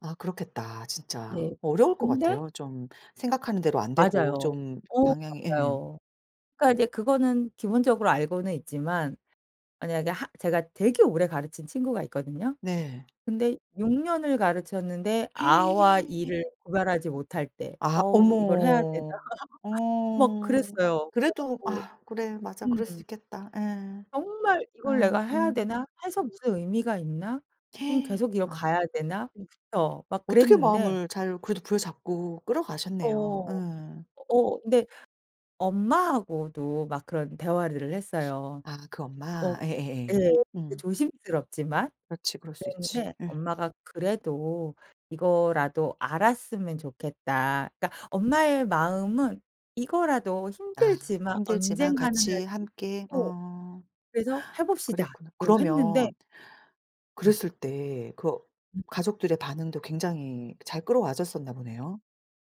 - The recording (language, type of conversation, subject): Korean, podcast, 지금 하고 계신 일이 본인에게 의미가 있나요?
- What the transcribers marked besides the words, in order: other background noise; tapping; gasp; laugh; gasp